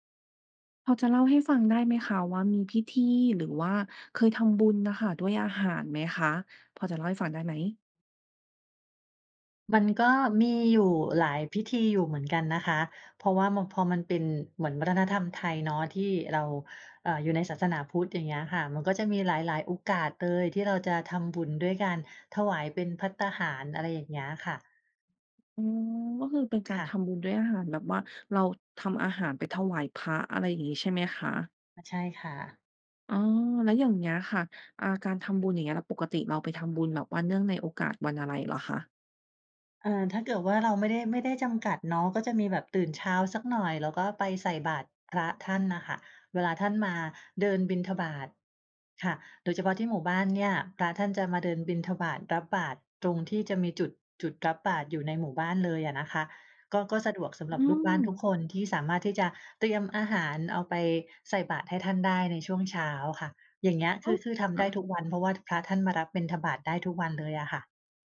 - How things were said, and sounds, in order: none
- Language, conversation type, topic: Thai, podcast, คุณเคยทำบุญด้วยการถวายอาหาร หรือร่วมงานบุญที่มีการจัดสำรับอาหารบ้างไหม?